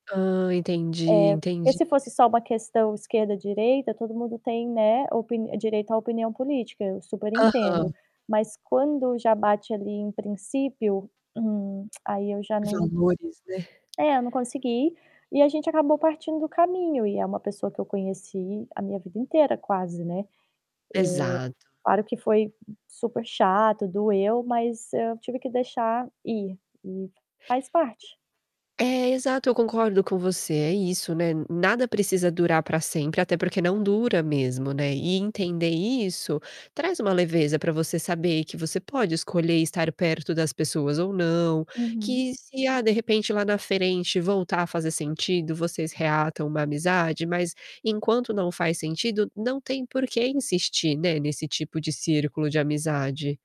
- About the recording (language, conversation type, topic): Portuguese, podcast, Como perceber se um grupo é saudável para você?
- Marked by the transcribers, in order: static; tapping; tongue click